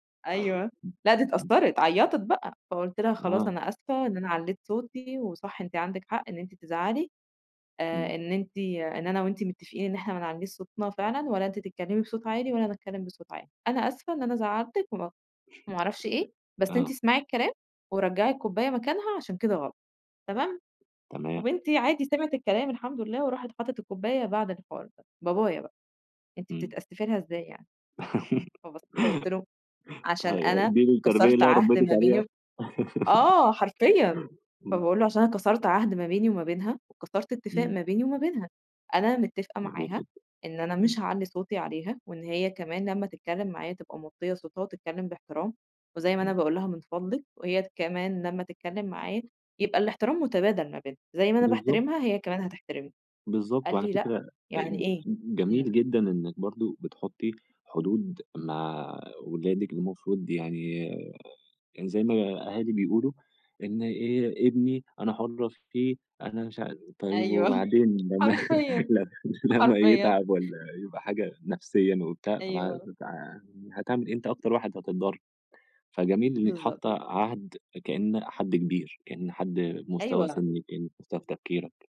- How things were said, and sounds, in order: other background noise; laugh; laugh; tapping; laugh
- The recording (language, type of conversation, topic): Arabic, podcast, إزاي بتأدّب ولادك من غير ضرب؟